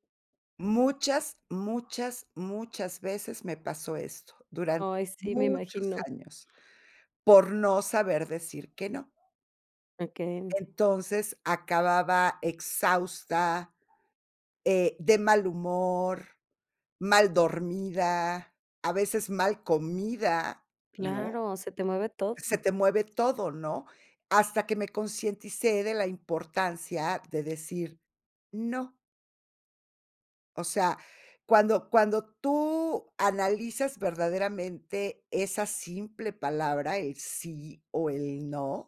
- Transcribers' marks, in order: other background noise
- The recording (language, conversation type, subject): Spanish, podcast, ¿Cómo decides cuándo decir no a tareas extra?